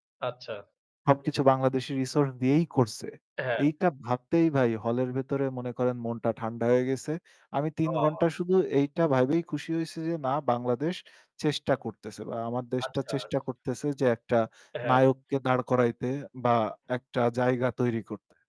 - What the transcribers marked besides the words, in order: static; distorted speech
- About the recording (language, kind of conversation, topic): Bengali, unstructured, তোমার প্রিয় চলচ্চিত্র কোনটি এবং কেন?